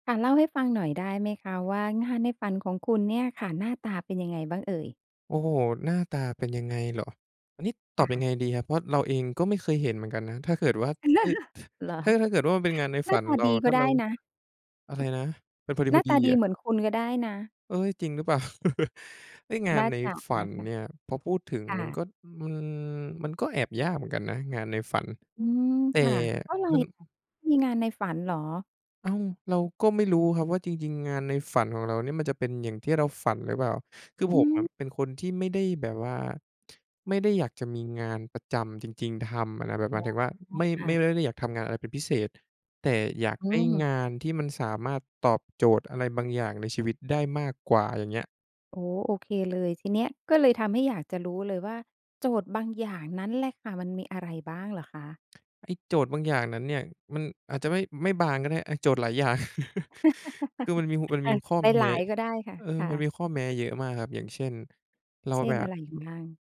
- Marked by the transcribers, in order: laugh; other background noise; laugh; other noise; laugh; chuckle
- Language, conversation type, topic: Thai, podcast, งานในฝันของคุณเป็นแบบไหน?